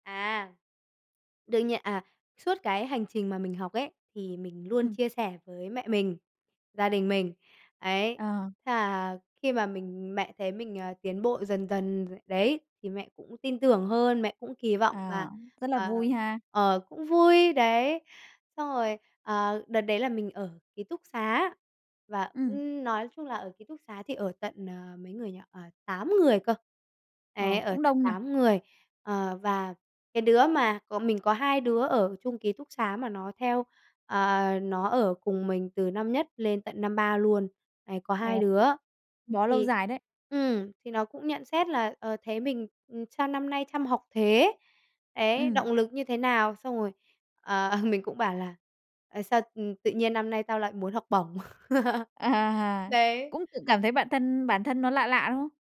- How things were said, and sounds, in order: other background noise; tapping; "bon" said as "ọn"; laughing while speaking: "ờ"; chuckle
- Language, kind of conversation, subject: Vietnamese, podcast, Bạn bắt đầu yêu thích việc học như thế nào?